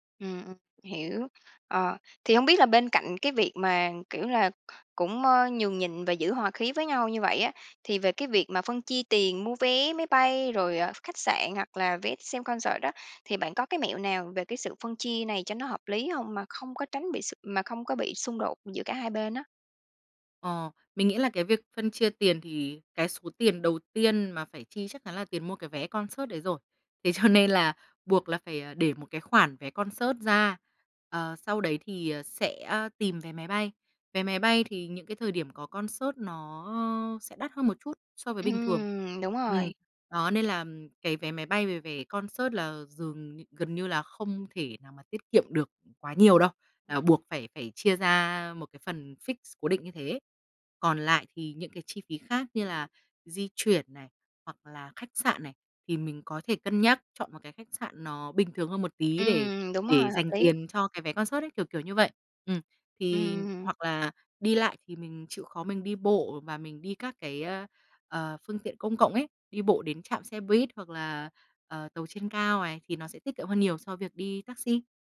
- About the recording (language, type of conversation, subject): Vietnamese, podcast, Bạn có kỷ niệm nào khi đi xem hòa nhạc cùng bạn thân không?
- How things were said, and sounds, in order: in English: "concert"; in English: "concert"; laughing while speaking: "Thế cho"; tapping; in English: "concert"; in English: "concert"; in English: "concert"; other background noise; in English: "fix"; in English: "concert"